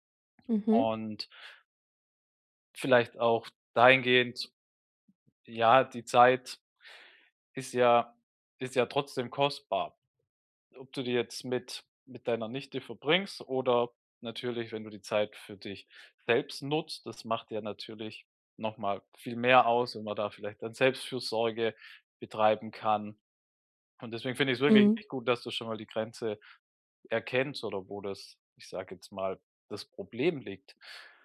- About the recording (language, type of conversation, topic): German, advice, Wie kann ich bei der Pflege meiner alten Mutter Grenzen setzen, ohne mich schuldig zu fühlen?
- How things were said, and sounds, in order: none